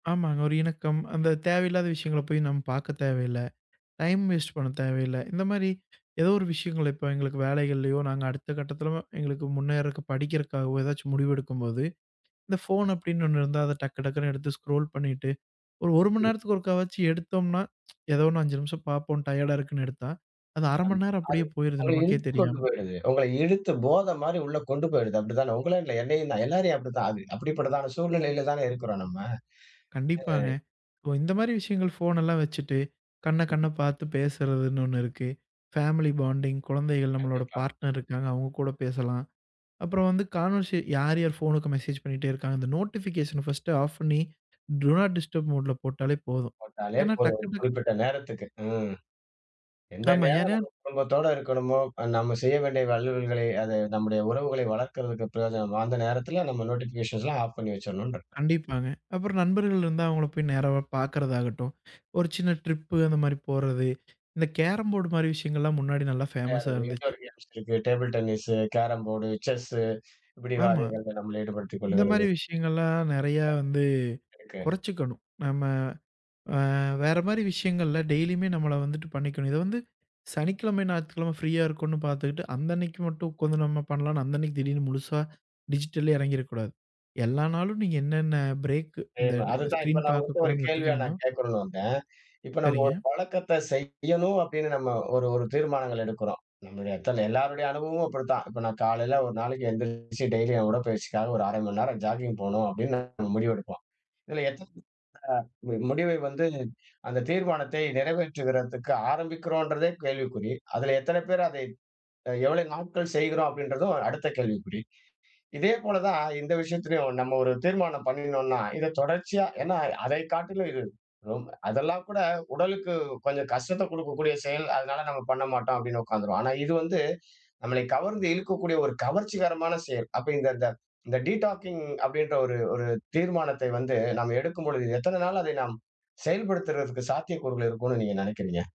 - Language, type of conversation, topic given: Tamil, podcast, ஒரு நாள் மின்னணு விலகல் செய்ய வேண்டுமென்றால், உங்கள் கைப்பேசி அல்லது இணையப் பயன்பாடுகளில் முதலில் எதை நிறுத்துவீர்கள்?
- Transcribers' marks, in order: other noise; inhale; in English: "ஸ்க்ரோல்"; tsk; inhale; in English: "கான்வெர்சே"; in English: "நோட்டிஃபிகேஷன் ஃபர்ஸ்ட் ஆஃப்"; in English: "டு நாட் டிஸ்டர்ப் மோட்ல"; in English: "நோட்டிஃபிக்கேஷன்ஸ்லாம் ஆஃப்"; inhale; in English: "ட்ரிப்பு"; inhale; inhale; other background noise; inhale; in English: "டீடாக்கிங்க்"